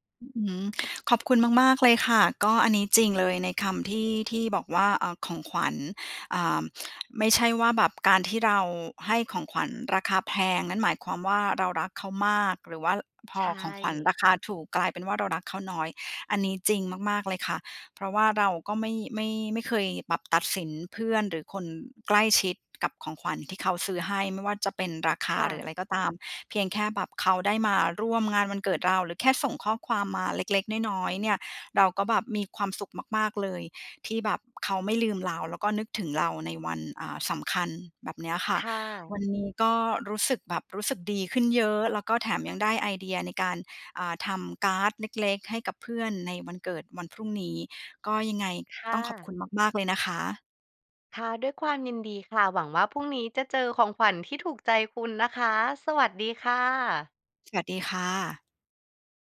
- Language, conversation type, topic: Thai, advice, ทำไมฉันถึงรู้สึกผิดเมื่อไม่ได้ซื้อของขวัญราคาแพงให้คนใกล้ชิด?
- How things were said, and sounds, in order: none